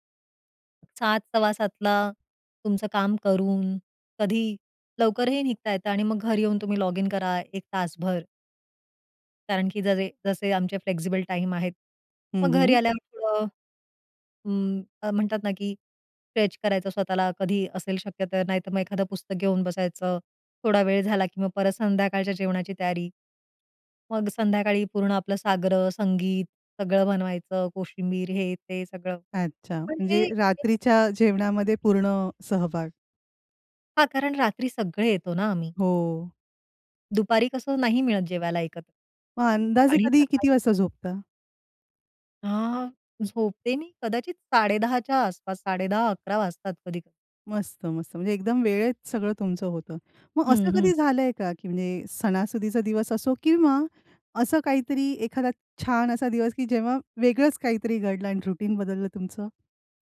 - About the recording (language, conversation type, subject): Marathi, podcast, सकाळी तुमची दिनचर्या कशी असते?
- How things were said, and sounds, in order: in English: "फ्लेक्सिबल टाईम"; in English: "स्ट्रेच"; tapping; in English: "रुटीन"